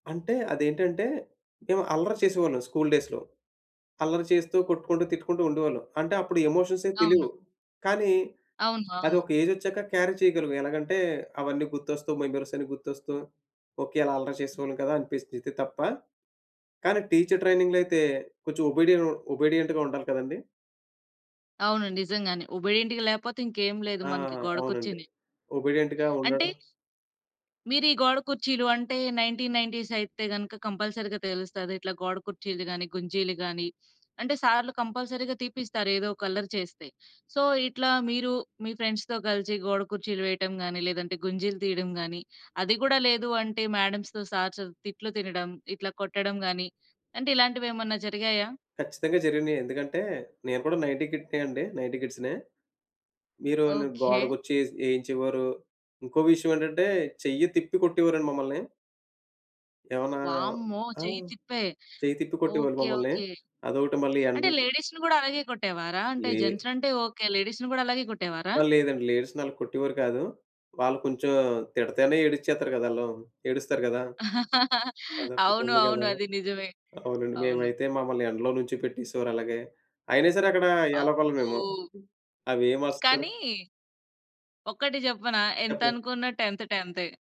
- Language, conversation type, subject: Telugu, podcast, పాత పరిచయాలతో మళ్లీ సంబంధాన్ని ఎలా పునరుద్ధరించుకుంటారు?
- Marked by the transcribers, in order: in English: "స్కూల్ డేస్‌లో"; in English: "ఎమోషన్స్"; in English: "ఏజ్"; in English: "క్యారీ"; in English: "మెమోరీస్"; in English: "టీచర్ ట్రైనింగ్‌లో"; in English: "ఒబిడియన్ ఒబిడియంట్‌గా"; in English: "ఒబిడియెంట్‌గా"; in English: "ఒబిడియంట్‌గా"; other background noise; in English: "నైన్టీన్ నైన్టీస్"; in English: "కంపల్సరీగా"; in English: "కంపల్సరీగా"; in English: "సో"; in English: "ఫ్రెండ్స్‌తో"; in English: "మాడమ్స్‌తో, సార్స్‌తొ"; in English: "నైంటీ"; in English: "నైంటీ"; tapping; in English: "లేడీస్‌ని"; in English: "జెంట్స్"; in English: "లేడీస్‌ని"; in English: "లేడీస్‌నలా"; chuckle; in English: "టెంత్"